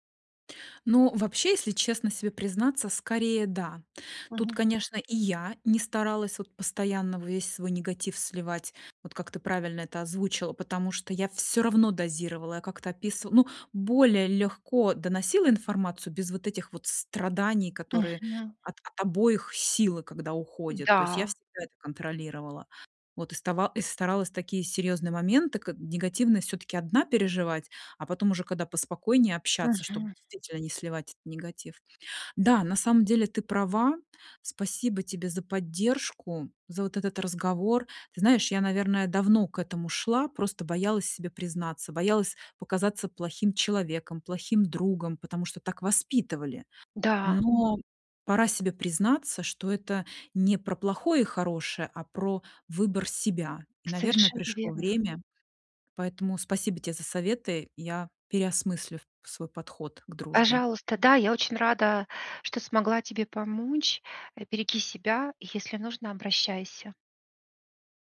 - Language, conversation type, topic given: Russian, advice, Как честно выразить критику, чтобы не обидеть человека и сохранить отношения?
- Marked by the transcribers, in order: stressed: "страданий"